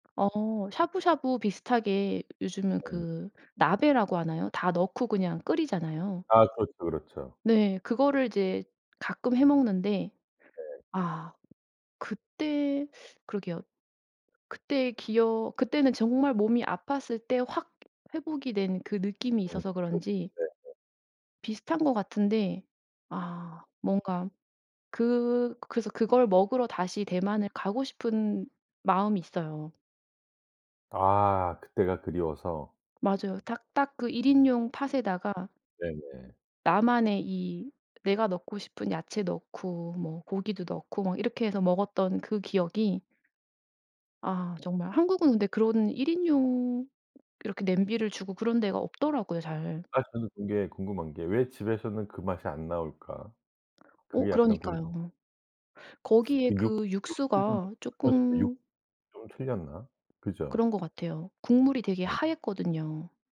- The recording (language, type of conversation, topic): Korean, podcast, 그 음식 냄새만 맡아도 떠오르는 기억이 있나요?
- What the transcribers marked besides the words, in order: other background noise